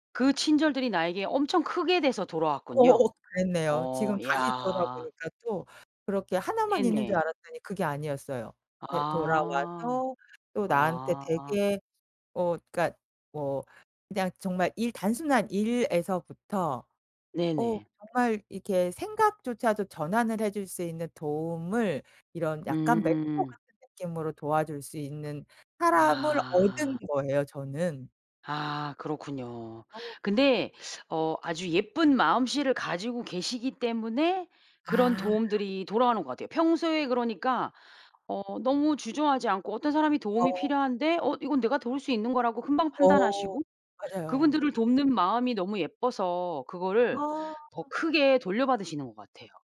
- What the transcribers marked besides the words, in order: tapping; other background noise
- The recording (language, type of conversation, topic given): Korean, podcast, 우연한 만남으로 얻게 된 기회에 대해 이야기해줄래?